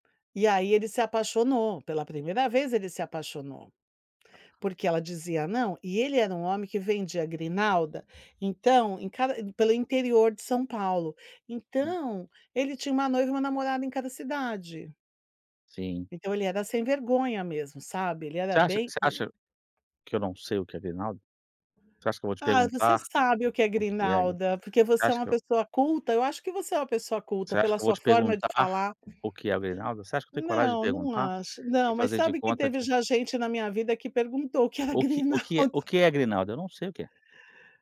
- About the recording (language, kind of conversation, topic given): Portuguese, advice, Quais tarefas você está tentando fazer ao mesmo tempo e que estão impedindo você de concluir seus trabalhos?
- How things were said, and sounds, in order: other background noise; tapping; unintelligible speech; laughing while speaking: "o que era grinalda"